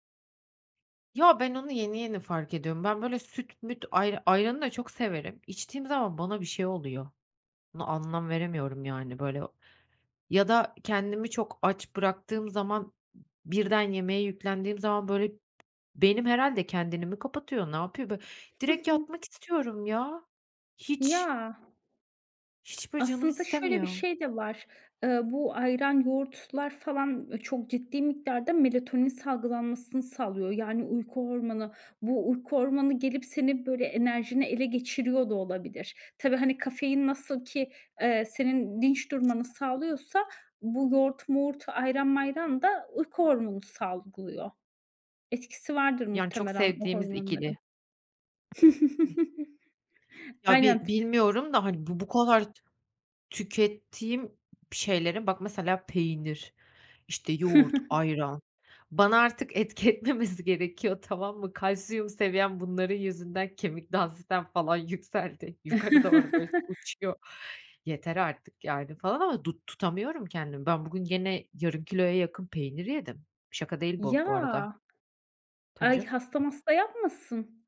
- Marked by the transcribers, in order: other background noise; tapping; chuckle; stressed: "peynir"; stressed: "yoğurt, ayran"; laughing while speaking: "etmemesi gerekiyor, tamam mı? Kalsiyum … doğru böyle uçuyor"; chuckle; chuckle
- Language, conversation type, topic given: Turkish, podcast, Gün içinde enerjini taze tutmak için neler yaparsın?